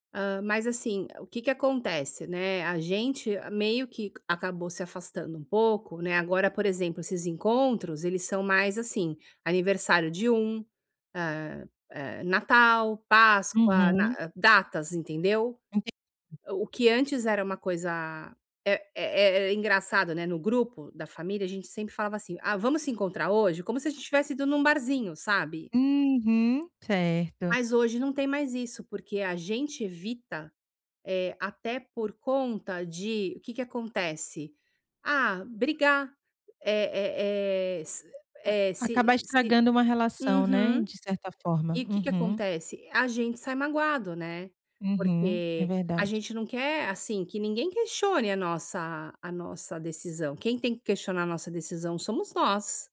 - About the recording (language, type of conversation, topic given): Portuguese, advice, Como posso lidar com críticas constantes de familiares sem me magoar?
- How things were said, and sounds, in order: tapping